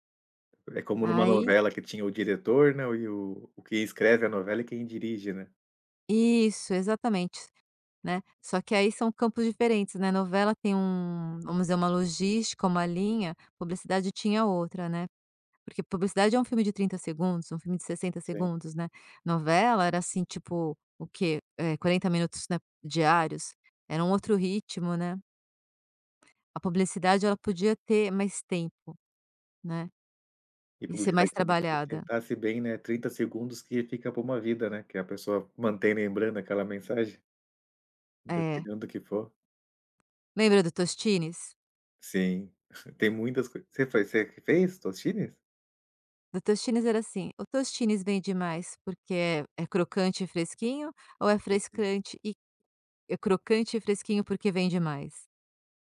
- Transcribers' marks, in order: tapping; other background noise; unintelligible speech; chuckle
- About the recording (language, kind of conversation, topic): Portuguese, podcast, Como você se preparou para uma mudança de carreira?